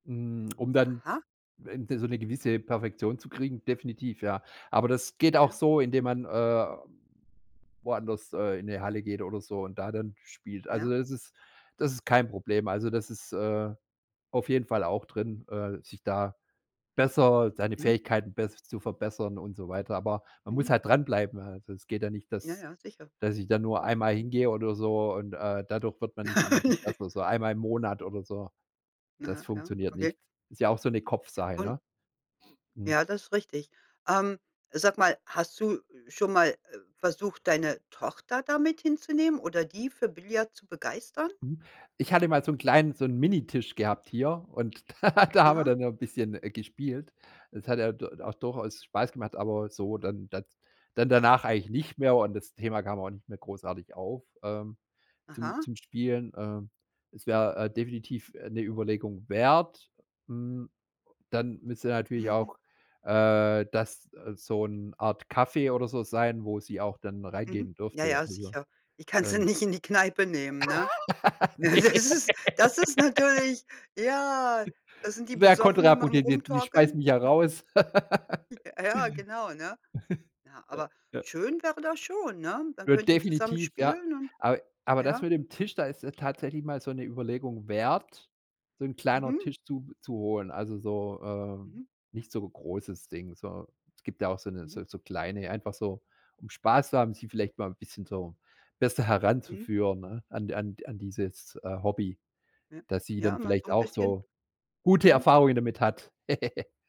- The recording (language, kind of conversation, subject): German, podcast, Was ist das Schönste daran, ein altes Hobby neu zu entdecken?
- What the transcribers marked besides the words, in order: laugh; laughing while speaking: "da"; laughing while speaking: "Die kannst du ja nicht … Besoffenen beim Rumtorkeln"; laugh; laughing while speaking: "Ne"; laugh; chuckle; joyful: "Wäre kontraproduktiv, die schmeißen mich ja raus"; chuckle; unintelligible speech; giggle